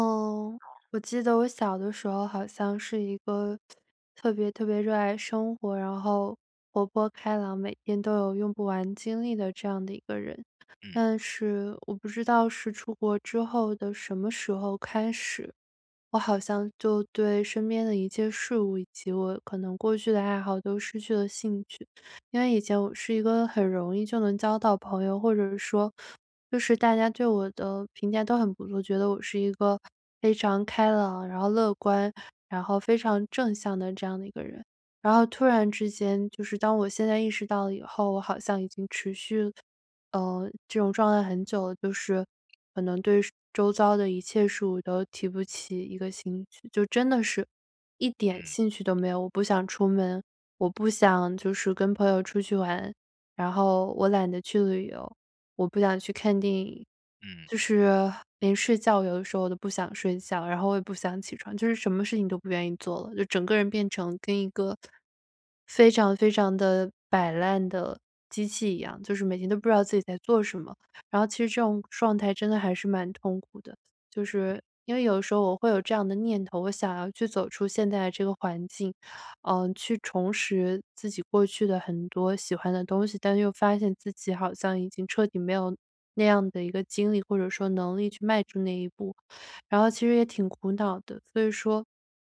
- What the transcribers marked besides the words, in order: other background noise; sigh; other noise
- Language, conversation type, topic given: Chinese, advice, 为什么我无法重新找回对爱好和生活的兴趣？